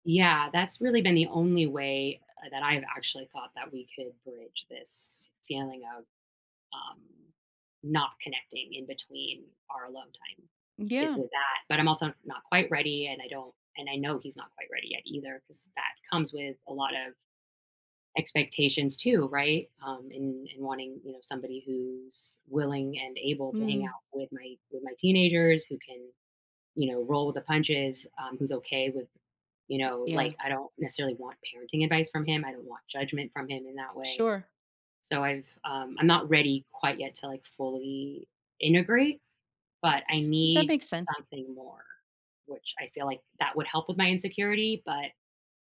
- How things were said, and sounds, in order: none
- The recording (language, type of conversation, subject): English, advice, How can I manage jealousy and insecurity so they don't hurt my relationship?
- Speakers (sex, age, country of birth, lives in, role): female, 40-44, United States, United States, user; female, 60-64, United States, United States, advisor